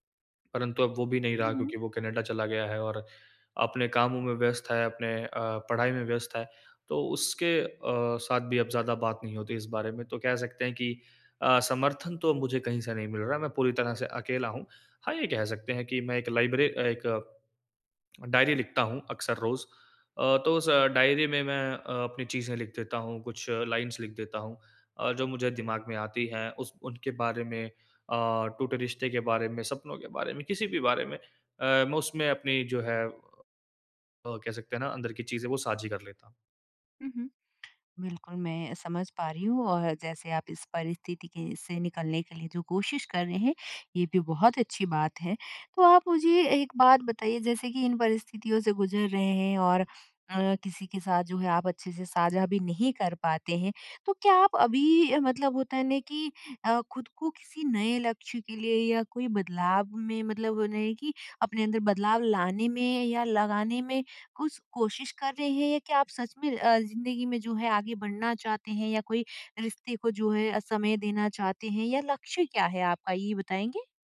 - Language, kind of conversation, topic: Hindi, advice, मैं बीती हुई उम्मीदों और अधूरे सपनों को अपनाकर आगे कैसे बढ़ूँ?
- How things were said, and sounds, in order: in English: "लाइन्स"; tapping